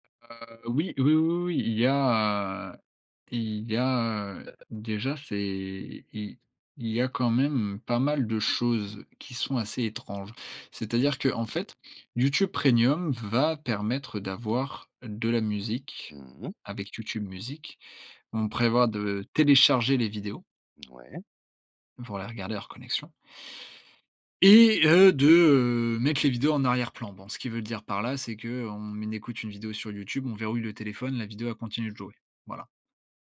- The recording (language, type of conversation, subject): French, podcast, Comment se passent tes pauses numériques ?
- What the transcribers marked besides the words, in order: none